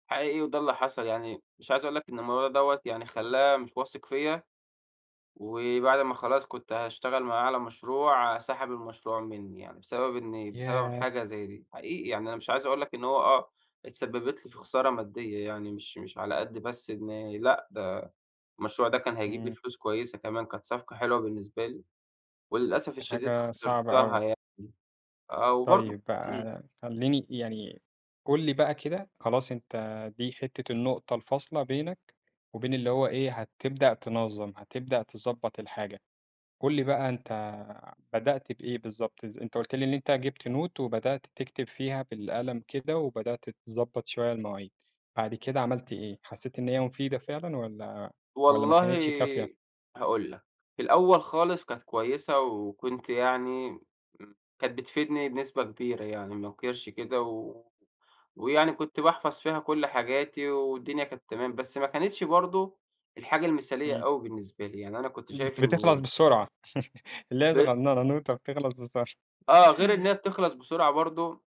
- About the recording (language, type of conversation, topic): Arabic, podcast, إزاي بتحافظ على أفكارك عشان ما تنساهـاش؟
- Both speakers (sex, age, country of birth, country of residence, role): male, 25-29, Egypt, Egypt, guest; male, 25-29, Egypt, Egypt, host
- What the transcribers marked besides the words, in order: in English: "Note"; chuckle